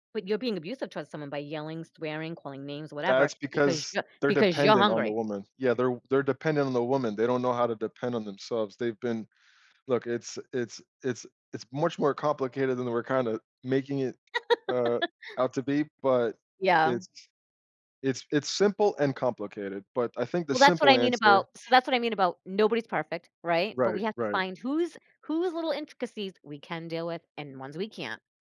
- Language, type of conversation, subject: English, unstructured, How do life experiences shape the way we view romantic relationships?
- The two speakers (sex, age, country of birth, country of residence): female, 50-54, United States, United States; male, 35-39, United States, United States
- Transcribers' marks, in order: laugh; horn